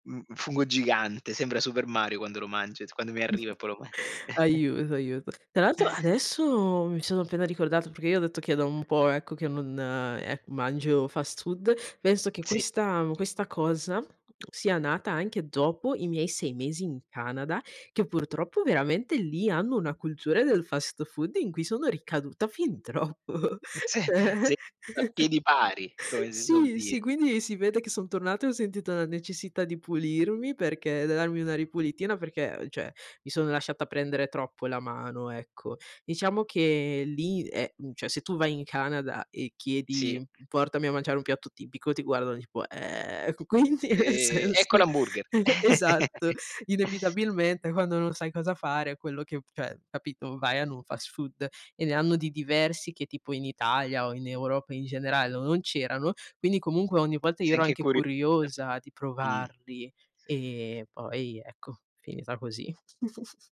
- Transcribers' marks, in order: chuckle; tapping; laughing while speaking: "troppo, ceh"; "cioè" said as "ceh"; laugh; laughing while speaking: "q quindi? Nel senso"; chuckle; giggle; unintelligible speech; chuckle
- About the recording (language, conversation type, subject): Italian, unstructured, Che cosa ti fa arrabbiare nei fast food?